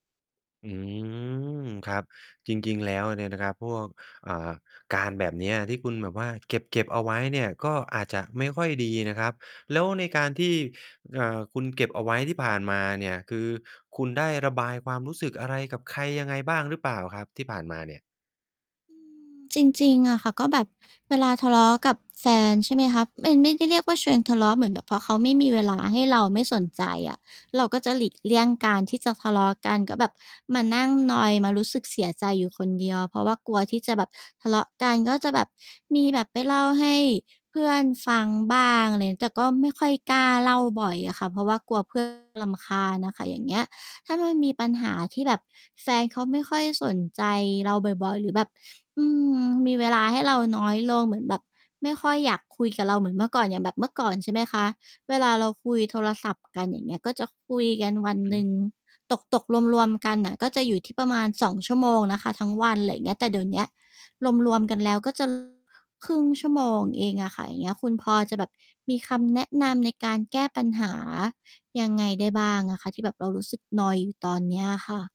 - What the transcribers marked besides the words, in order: distorted speech
- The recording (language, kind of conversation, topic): Thai, advice, คุณรู้สึกอย่างไรเมื่อรู้สึกว่าแฟนไม่ค่อยสนใจหรือไม่ค่อยมีเวลาให้คุณ?